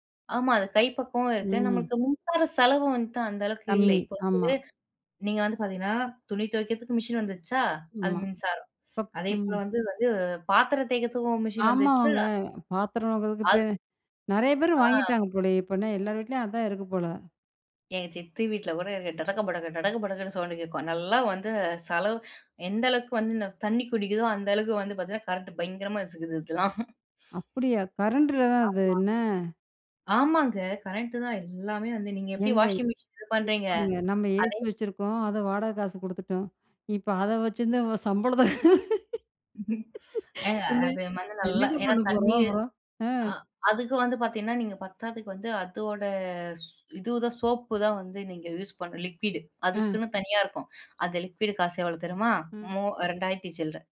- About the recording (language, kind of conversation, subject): Tamil, podcast, வீட்டிலேயே மின்சாரச் செலவை எப்படி குறைக்கலாம்?
- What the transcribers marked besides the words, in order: unintelligible speech; laughing while speaking: "இதெல்லாம்"; other noise; unintelligible speech; laughing while speaking: "சம்பளத்த"; laugh; "தெரியுமா" said as "தெருமா"